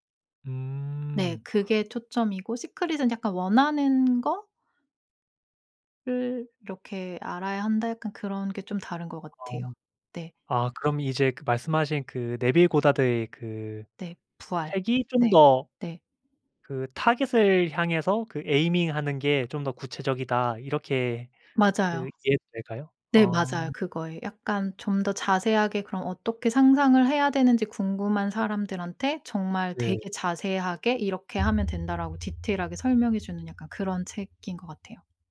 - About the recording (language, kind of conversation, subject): Korean, podcast, 삶을 바꿔 놓은 책이나 영화가 있나요?
- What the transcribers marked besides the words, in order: other background noise; in English: "aiming하는"; tapping